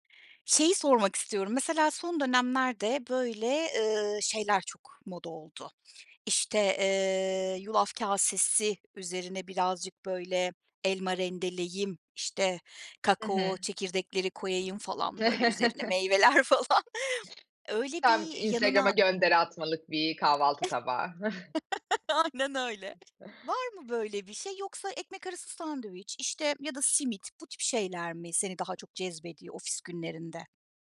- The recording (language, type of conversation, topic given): Turkish, podcast, Beslenme alışkanlıklarını nasıl düzenliyorsun, paylaşır mısın?
- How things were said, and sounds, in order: other background noise; chuckle; laughing while speaking: "meyveler, falan"; chuckle